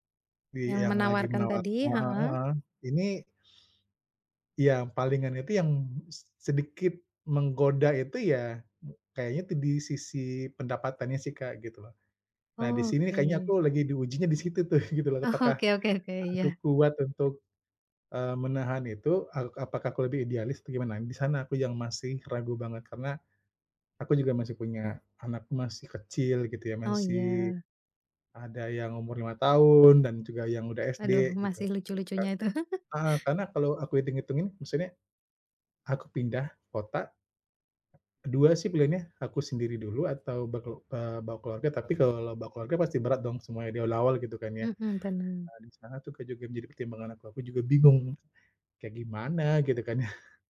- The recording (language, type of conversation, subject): Indonesian, advice, Bagaimana cara memutuskan apakah saya sebaiknya menerima atau menolak tawaran pekerjaan di bidang yang baru bagi saya?
- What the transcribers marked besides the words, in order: laughing while speaking: "tuh"; laughing while speaking: "oke"; laugh; other background noise; chuckle